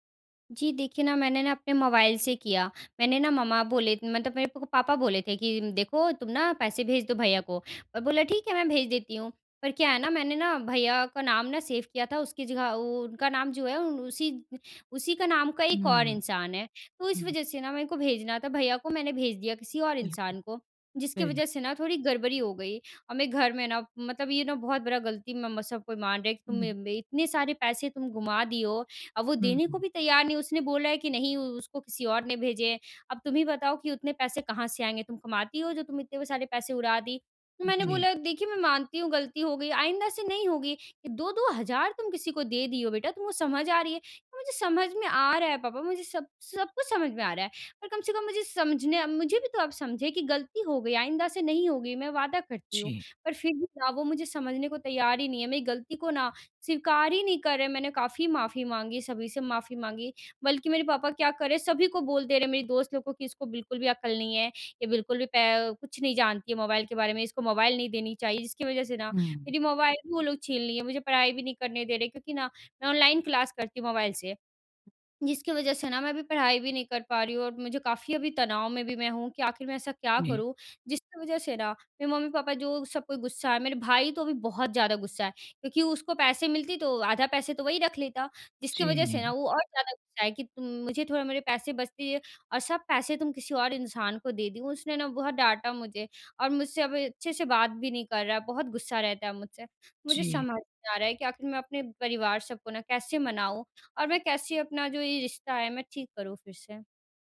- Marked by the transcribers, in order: in English: "सेव"; unintelligible speech; in English: "क्लास"
- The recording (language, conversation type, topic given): Hindi, advice, मैं अपनी गलती स्वीकार करके उसे कैसे सुधारूँ?
- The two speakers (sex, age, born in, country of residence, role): female, 20-24, India, India, user; female, 45-49, India, India, advisor